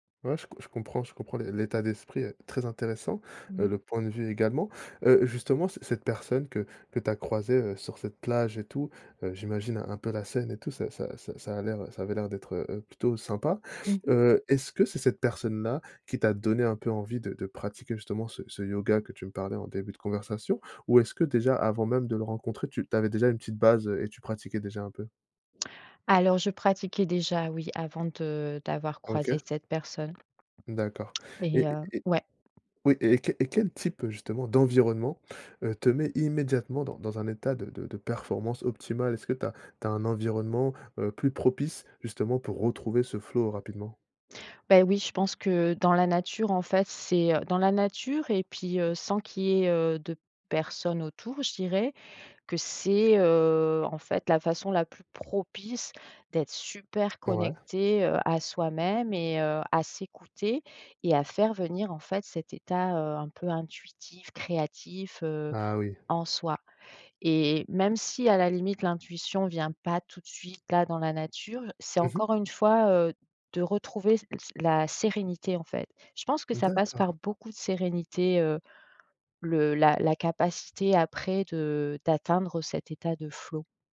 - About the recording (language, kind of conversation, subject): French, podcast, Quel conseil donnerais-tu pour retrouver rapidement le flow ?
- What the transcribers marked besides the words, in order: other background noise